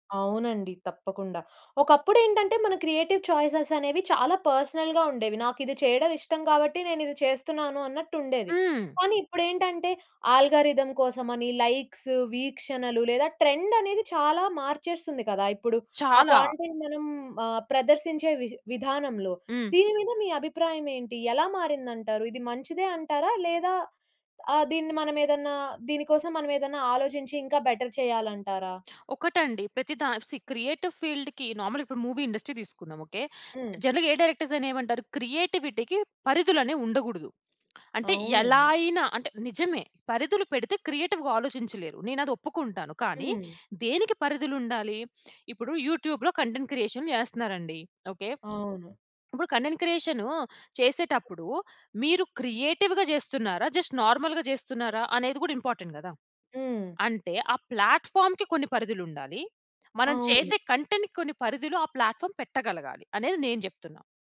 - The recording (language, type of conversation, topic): Telugu, podcast, సామాజిక మీడియా ప్రభావం మీ సృజనాత్మకతపై ఎలా ఉంటుంది?
- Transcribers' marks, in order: in English: "క్రియేటివ్"; in English: "పర్సనల్‌గా"; in English: "ఆల్గా‌రిథం"; in English: "కంటెంట్"; other background noise; in English: "బెటర్"; in English: "సీ, క్రియేటివ్ ఫీల్డ్‌కి నార్మల్‌గా"; in English: "మూవీ ఇండస్ట్రీ"; in English: "జనరల్‌గా"; in English: "క్రియేటివిటికి"; in English: "క్రియేటివ్‌గా"; in English: "యూట్యూబ్‌లో కంటెంట్ క్రియేషన్"; in English: "కంటెంట్"; in English: "క్రియేటివ్‌గా"; in English: "జస్ట్ నార్మల్‌గా"; in English: "ఇంపార్టెంట్"; in English: "ప్లాట్‌ఫార్మ్‌కి"; in English: "కంటెంట్‌కి"; in English: "ప్లాట్‌ఫార్మ్"